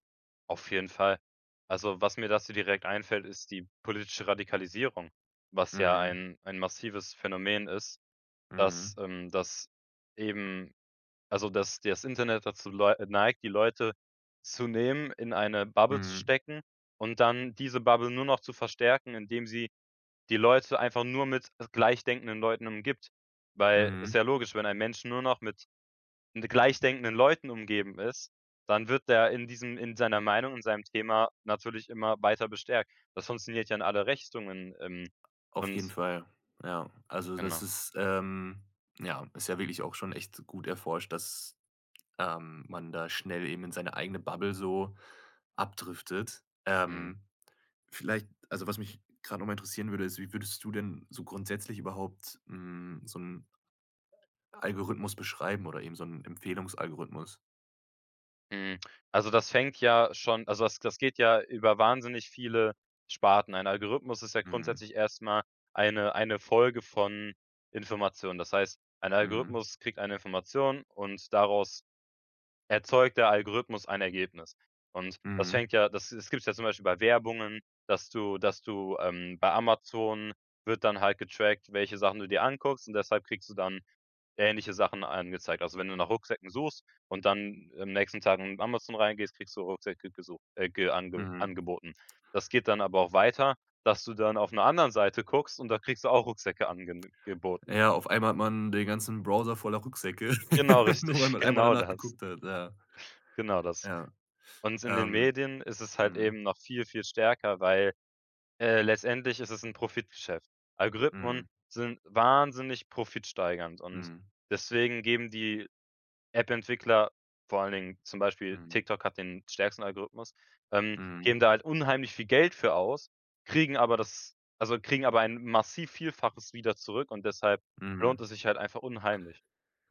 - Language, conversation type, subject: German, podcast, Wie prägen Algorithmen unseren Medienkonsum?
- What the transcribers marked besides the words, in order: other background noise; laughing while speaking: "richtig, genau das"; laugh; stressed: "wahnsinnig"